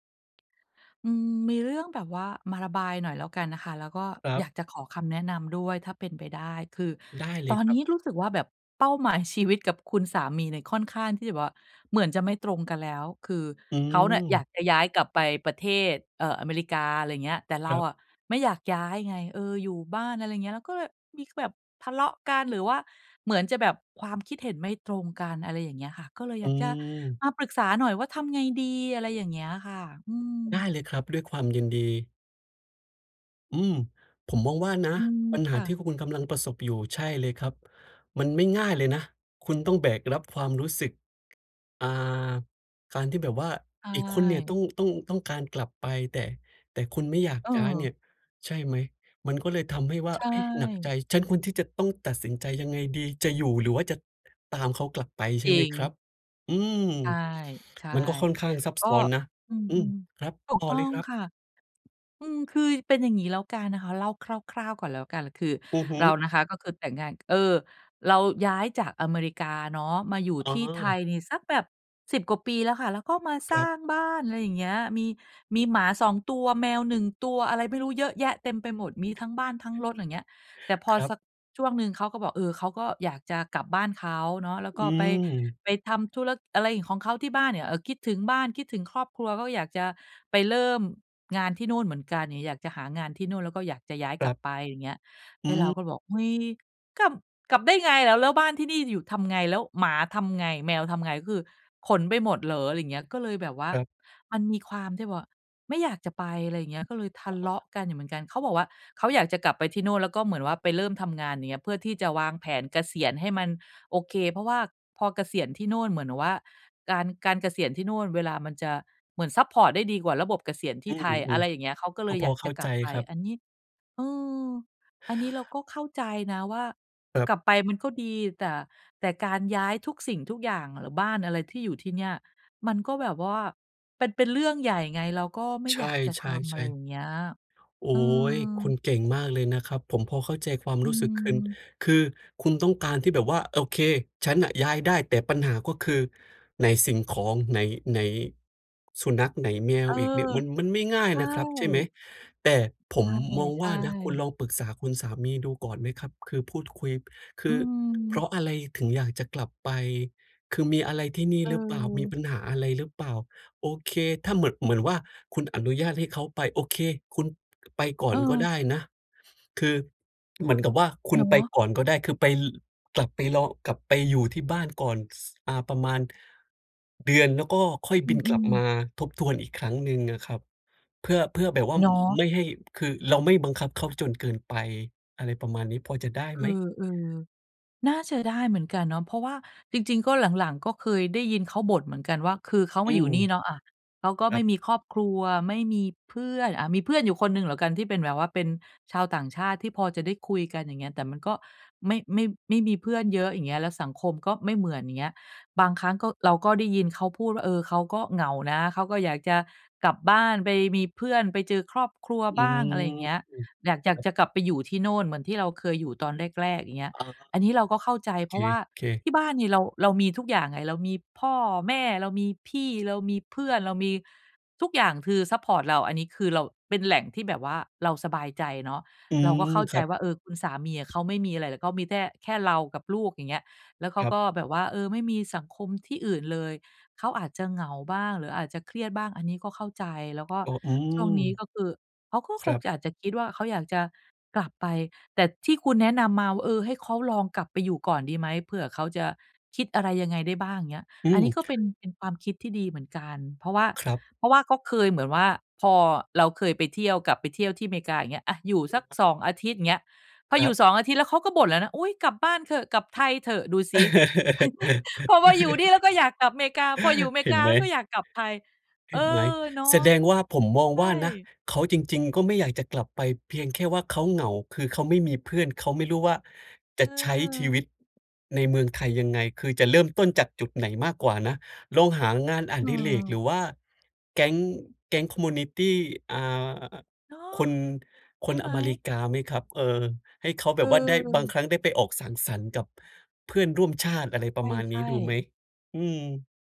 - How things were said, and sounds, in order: tapping; other background noise; "คุณ" said as "คึน"; other noise; laugh; chuckle; in English: "คอมมิวนิตี"
- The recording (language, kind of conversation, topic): Thai, advice, จะคุยและตัดสินใจอย่างไรเมื่อเป้าหมายชีวิตไม่ตรงกัน เช่น เรื่องแต่งงานหรือการย้ายเมือง?